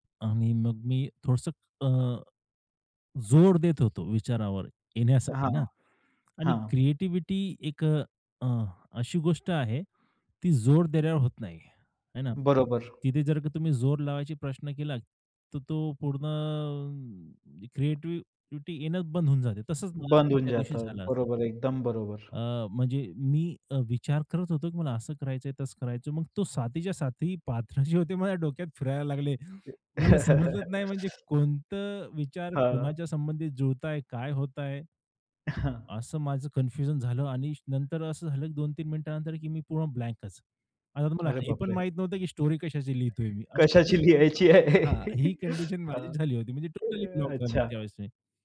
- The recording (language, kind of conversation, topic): Marathi, podcast, सर्जनशीलतेत अडथळा आला की तुम्ही काय करता?
- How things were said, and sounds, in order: tapping; drawn out: "पूर्ण"; laughing while speaking: "जे होते माझ्या"; laugh; laughing while speaking: "हां"; laughing while speaking: "लिहायची आहे"